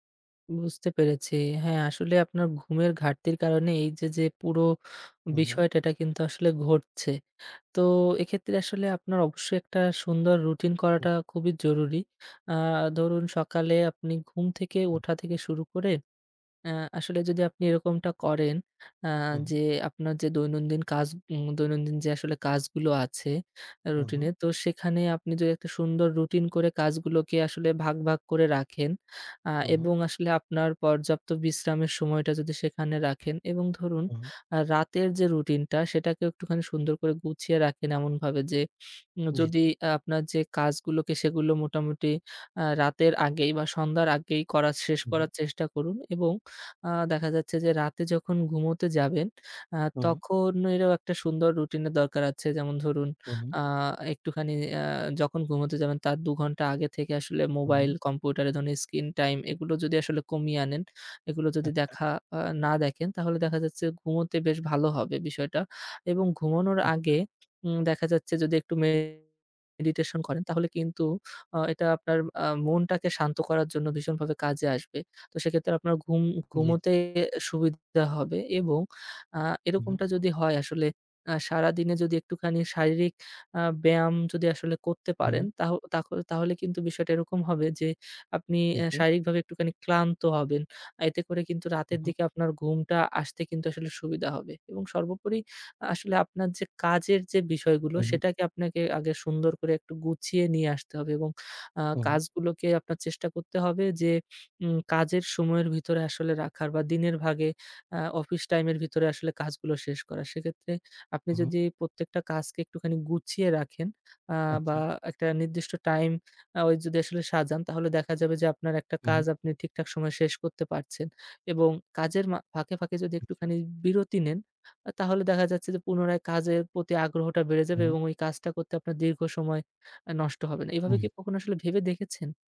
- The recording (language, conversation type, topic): Bengali, advice, ঘুমের ঘাটতি এবং ক্রমাগত অতিরিক্ত উদ্বেগ সম্পর্কে আপনি কেমন অনুভব করছেন?
- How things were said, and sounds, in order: other background noise; unintelligible speech; tapping; "কম্পিউটারে" said as "কম্পুউটার"; "এ ধরণের" said as "এদন"; "screen time" said as "স্কিন টাইম"; unintelligible speech; unintelligible speech